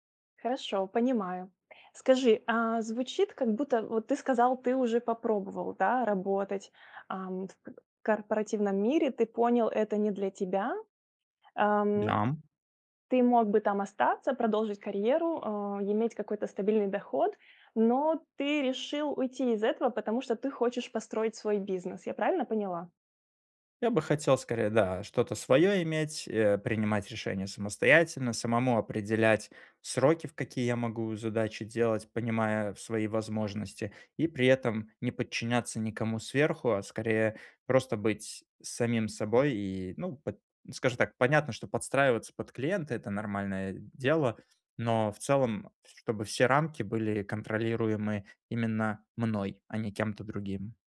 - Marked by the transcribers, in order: none
- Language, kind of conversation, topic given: Russian, advice, Как перестать бояться разочаровать родителей и начать делать то, что хочу я?
- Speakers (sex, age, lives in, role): female, 35-39, France, advisor; male, 30-34, Poland, user